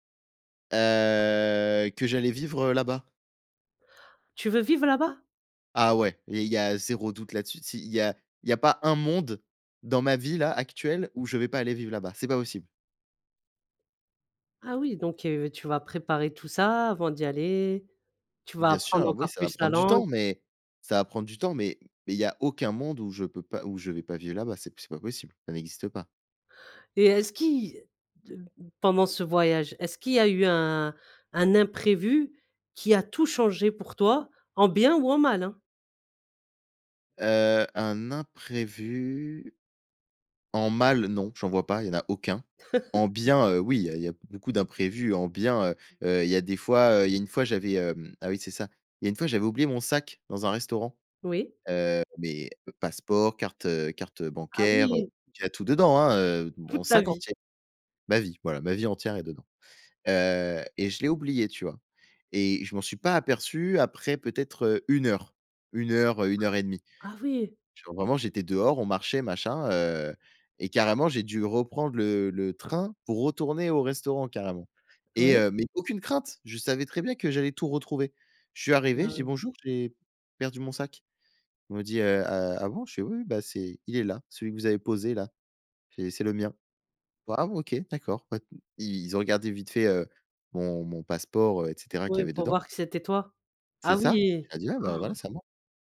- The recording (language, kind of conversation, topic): French, podcast, Parle-moi d’un voyage qui t’a vraiment marqué ?
- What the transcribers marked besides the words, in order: drawn out: "Heu"; chuckle; other background noise; gasp